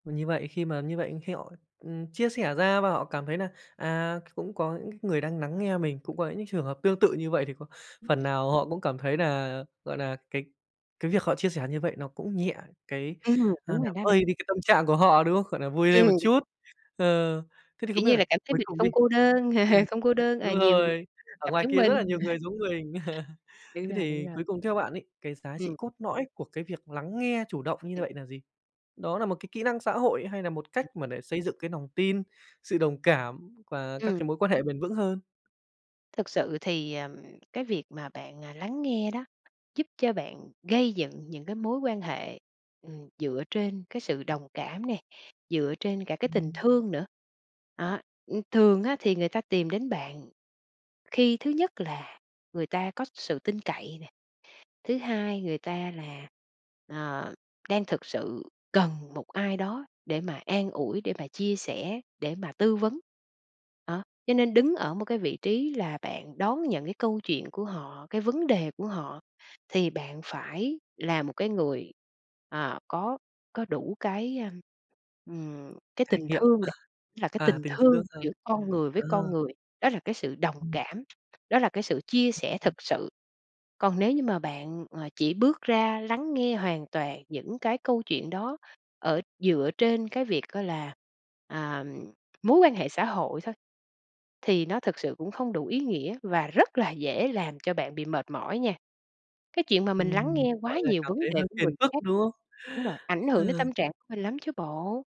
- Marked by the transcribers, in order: other background noise; "làm" said as "nàm"; laugh; tapping; laugh; "lõi" said as "nõi"; chuckle
- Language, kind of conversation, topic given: Vietnamese, podcast, Bạn thường làm gì để thể hiện rằng bạn đang lắng nghe?